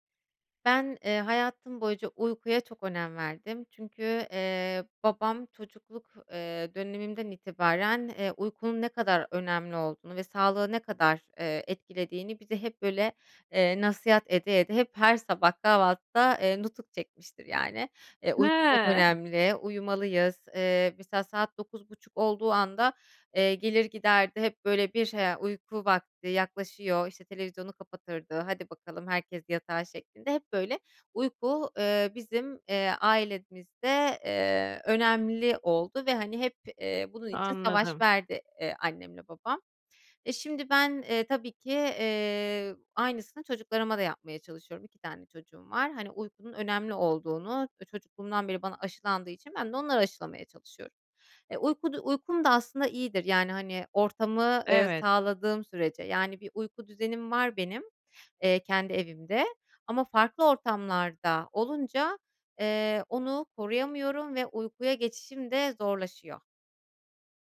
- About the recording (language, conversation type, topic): Turkish, advice, Seyahatte veya farklı bir ortamda uyku düzenimi nasıl koruyabilirim?
- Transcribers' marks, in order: unintelligible speech; other background noise